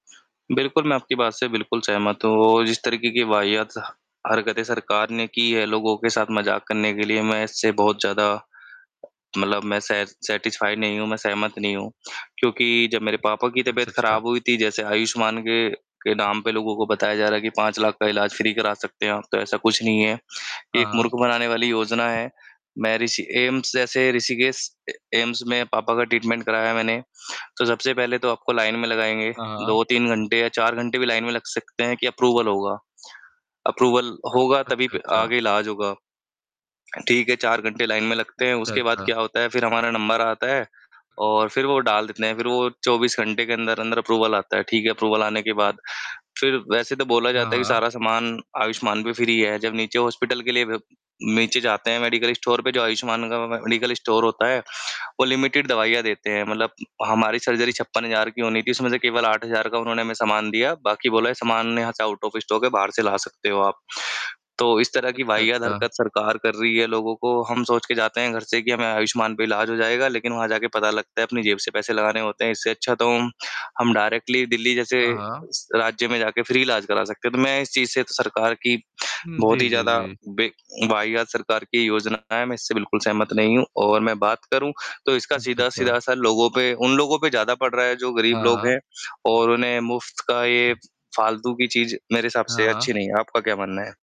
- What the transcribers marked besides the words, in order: other background noise; in English: "सै सैटिस्फाइड"; other noise; in English: "फ़्री"; in English: "ट्रीटमेंट"; in English: "लाइन"; in English: "लाइन"; in English: "अप्रूवल"; in English: "अप्रूवल"; in English: "लाइन"; in English: "अप्रूवल"; in English: "अप्रूवल"; in English: "फ़्री"; in English: "मेडिकल स्टोर"; in English: "मे मेडिकल स्टोर"; in English: "लिमिटेड"; in English: "सर्जरी"; in English: "आउट ऑफ़ स्टॉक"; in English: "डायरेक्टली"; in English: "फ़्री"; distorted speech
- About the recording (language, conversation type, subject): Hindi, unstructured, सरकार की नीतियों का आम आदमी पर क्या असर पड़ता है?